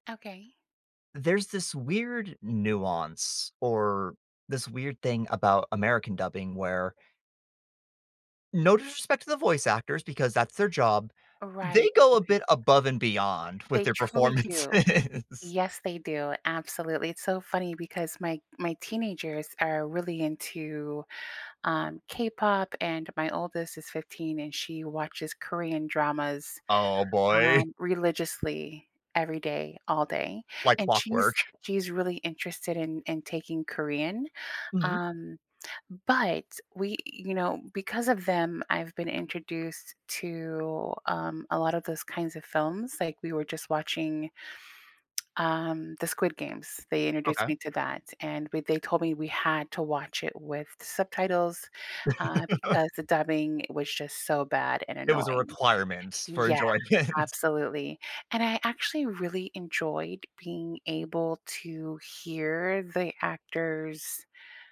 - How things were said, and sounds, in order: laughing while speaking: "performances"; laughing while speaking: "boy"; tapping; chuckle; tsk; laugh; laughing while speaking: "enjoyment"
- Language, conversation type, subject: English, unstructured, Should I choose subtitles or dubbing to feel more connected?